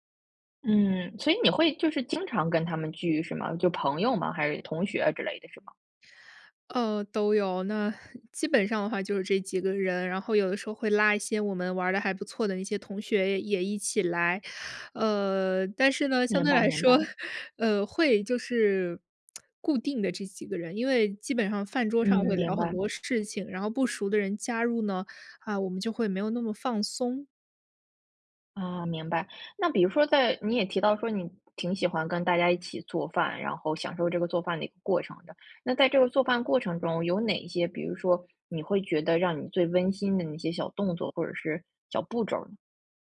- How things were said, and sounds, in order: laugh; other background noise; laughing while speaking: "相对来说"; tsk
- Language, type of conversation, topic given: Chinese, podcast, 你怎么看待大家一起做饭、一起吃饭时那种聚在一起的感觉？
- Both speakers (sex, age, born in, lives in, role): female, 25-29, China, France, guest; female, 35-39, China, United States, host